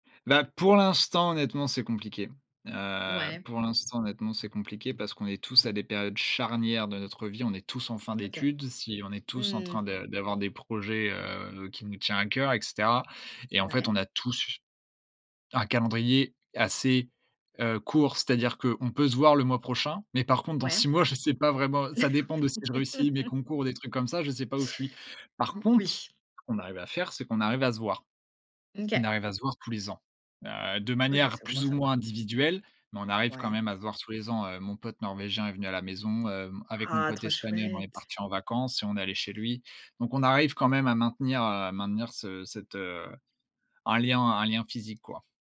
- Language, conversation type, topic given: French, podcast, Comment bâtis-tu des amitiés en ligne par rapport à la vraie vie, selon toi ?
- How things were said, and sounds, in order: stressed: "charnières"; laughing while speaking: "je sais pas vraiment"; laughing while speaking: "Ouais"